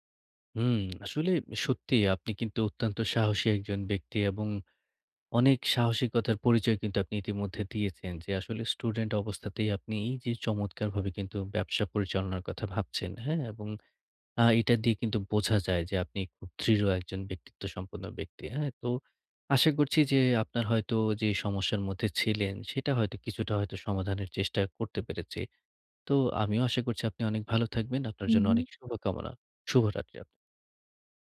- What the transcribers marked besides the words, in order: tapping; other background noise
- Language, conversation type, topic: Bengali, advice, ভয় বা উদ্বেগ অনুভব করলে আমি কীভাবে নিজেকে বিচার না করে সেই অনুভূতিকে মেনে নিতে পারি?